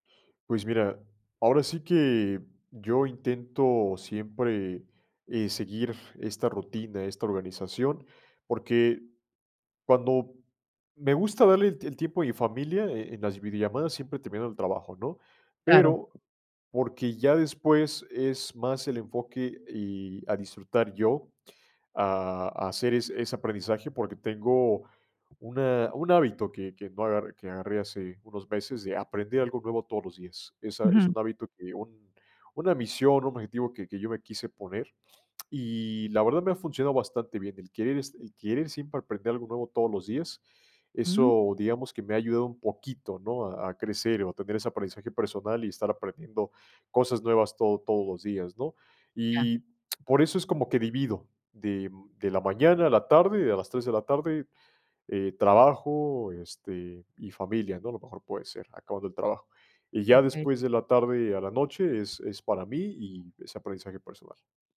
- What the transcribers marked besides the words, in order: tapping
- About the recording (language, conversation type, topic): Spanish, podcast, ¿Cómo combinas el trabajo, la familia y el aprendizaje personal?